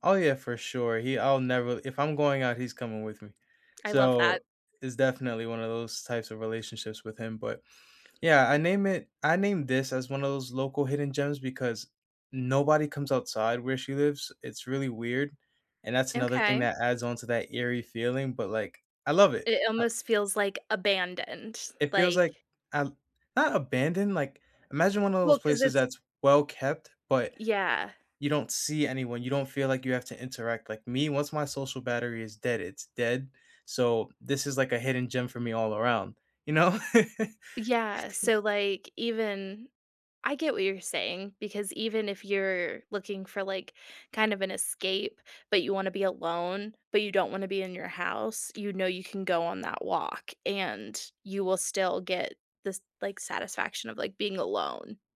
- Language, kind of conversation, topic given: English, unstructured, What local hidden gems do you love most, and why do they matter to you?
- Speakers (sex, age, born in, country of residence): female, 30-34, United States, United States; male, 20-24, United States, United States
- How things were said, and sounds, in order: tapping; laughing while speaking: "know?"; chuckle